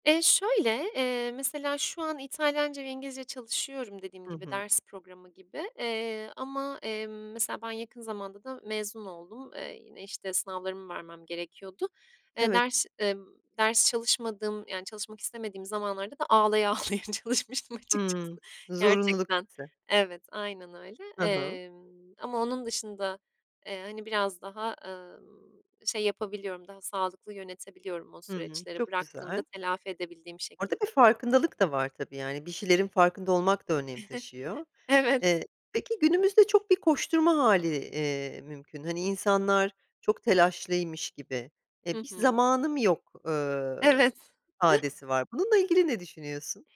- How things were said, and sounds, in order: other background noise; laughing while speaking: "ağlaya ağlaya çalışmıştım"; chuckle; chuckle
- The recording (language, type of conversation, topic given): Turkish, podcast, Zamanı hiç olmayanlara, hemen uygulayabilecekleri en pratik öneriler neler?